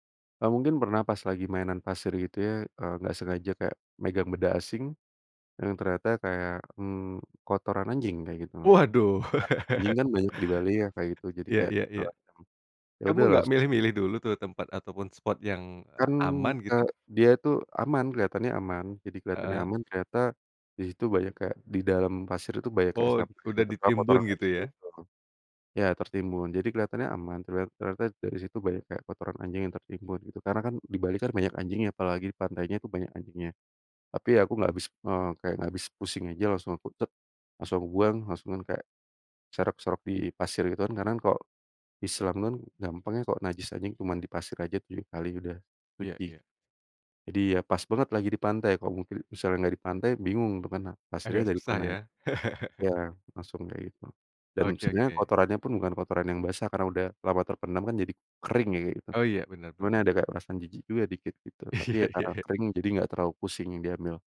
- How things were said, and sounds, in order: laugh; unintelligible speech; chuckle; laughing while speaking: "Iya iya"
- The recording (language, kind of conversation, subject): Indonesian, podcast, Bagaimana rasanya meditasi santai di alam, dan seperti apa pengalamanmu?
- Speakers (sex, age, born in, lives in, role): male, 30-34, Indonesia, Indonesia, guest; male, 35-39, Indonesia, Indonesia, host